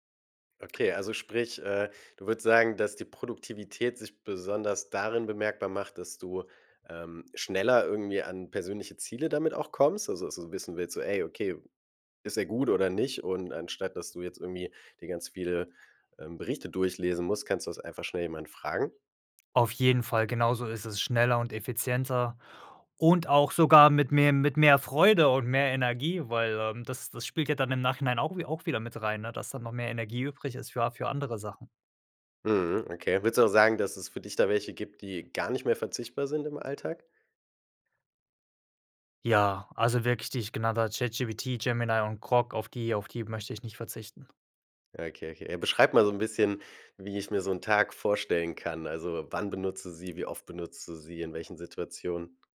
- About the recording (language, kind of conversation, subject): German, podcast, Welche Apps machen dich im Alltag wirklich produktiv?
- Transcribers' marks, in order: other background noise